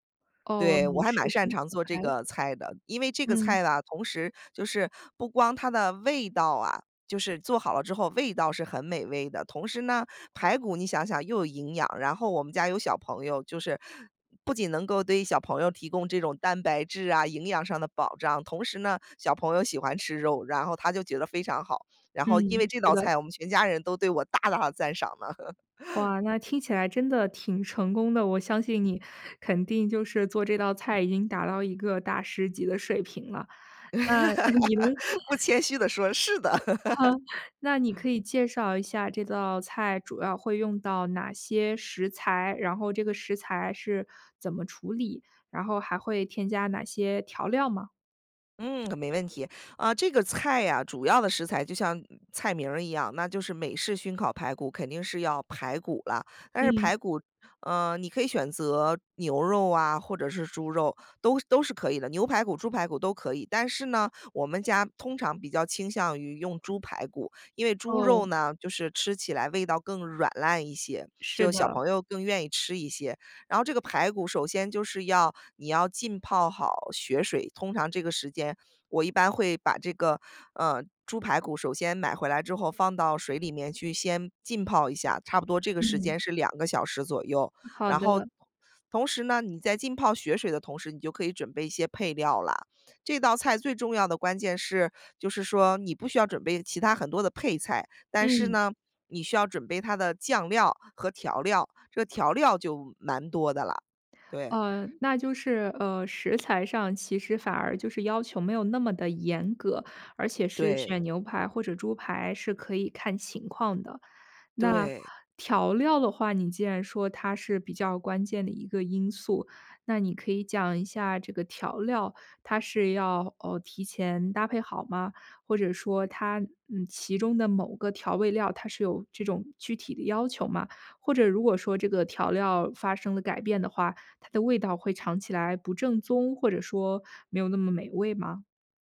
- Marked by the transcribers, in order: laugh; laugh; laughing while speaking: "不谦虚地说，是的"; laugh; lip smack
- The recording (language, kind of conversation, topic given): Chinese, podcast, 你最拿手的一道家常菜是什么？